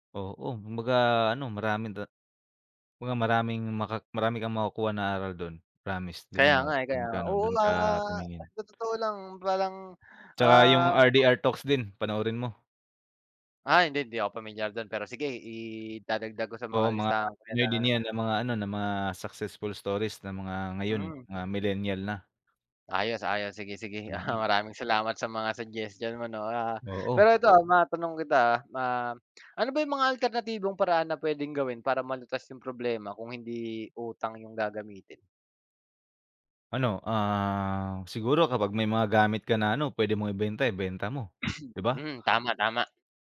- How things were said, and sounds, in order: sneeze
- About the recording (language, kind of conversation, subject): Filipino, unstructured, Ano ang palagay mo sa pag-utang bilang solusyon sa problema?